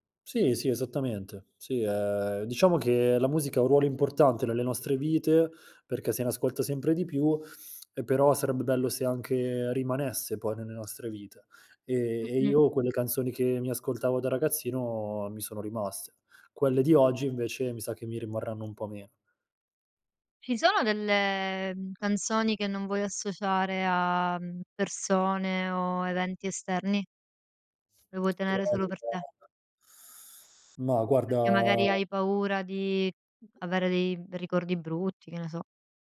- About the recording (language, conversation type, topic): Italian, podcast, Qual è la colonna sonora della tua adolescenza?
- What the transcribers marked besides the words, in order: tapping; unintelligible speech; "Perché" said as "pecché"